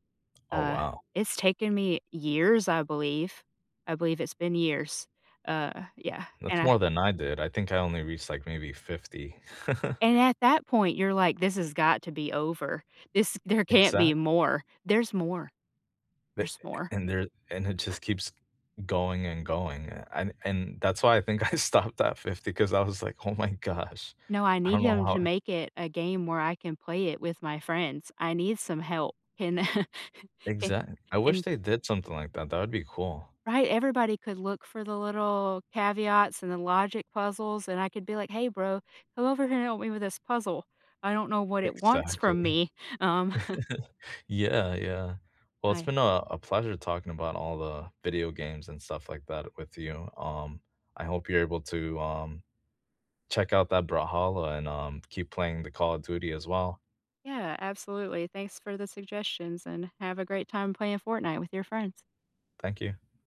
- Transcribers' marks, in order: other background noise; laugh; chuckle; laughing while speaking: "I stopped at"; laughing while speaking: "Oh my gosh"; laugh; laughing while speaking: "Exactly"; laugh; laughing while speaking: "um"
- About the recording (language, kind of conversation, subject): English, unstructured, What video games do you enjoy playing with friends?
- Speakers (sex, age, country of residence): female, 40-44, United States; male, 35-39, United States